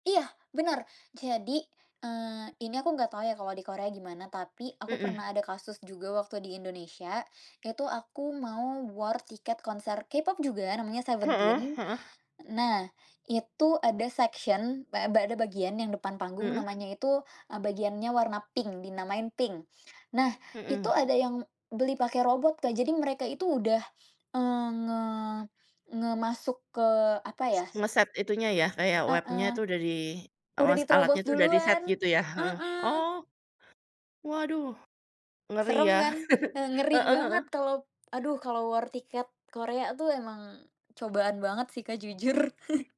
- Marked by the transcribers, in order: other background noise; in English: "war"; in English: "section"; tapping; chuckle; in English: "war"; chuckle
- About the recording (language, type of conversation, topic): Indonesian, podcast, Pernahkah kamu menonton konser sendirian, dan bagaimana rasanya?